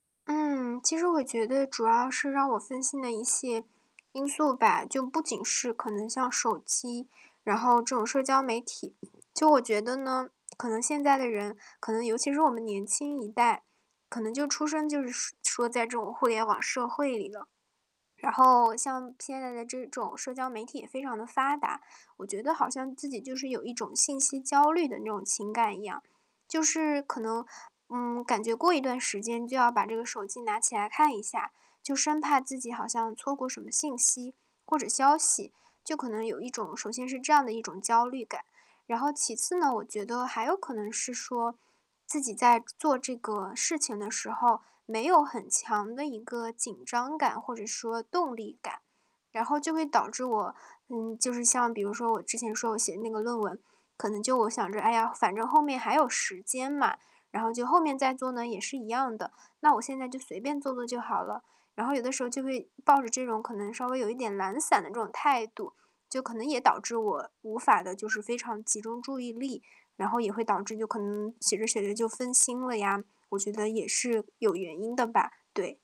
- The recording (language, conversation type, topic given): Chinese, advice, 我怎样才能减少分心并保持专注？
- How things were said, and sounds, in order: static; distorted speech